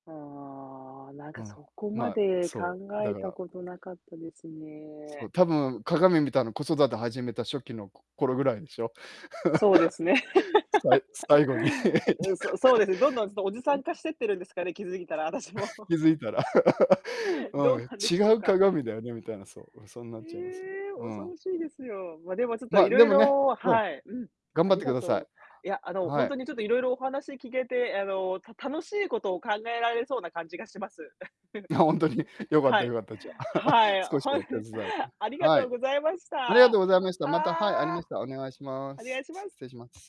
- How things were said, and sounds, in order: drawn out: "ああ"; laugh; other background noise; laugh; laughing while speaking: "どうなんでしょうか"; laughing while speaking: "いやほんとに"; chuckle; laugh; laughing while speaking: "はい"
- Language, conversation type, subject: Japanese, unstructured, 努力が評価されないとき、どのように感じますか？